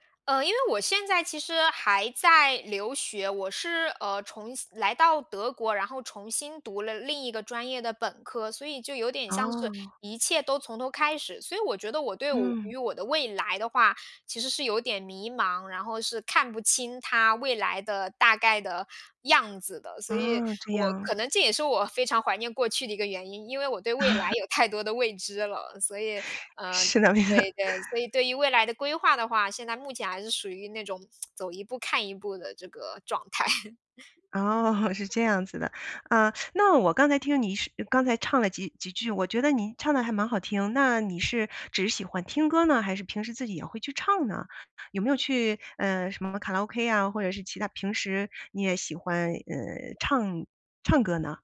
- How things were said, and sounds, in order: joyful: "太多的未知了"; laugh; chuckle; laughing while speaking: "试两 遍"; lip smack; laughing while speaking: "状态"; chuckle; joyful: "哦，是这样子的"; other background noise
- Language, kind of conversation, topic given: Chinese, podcast, 有没有那么一首歌，一听就把你带回过去？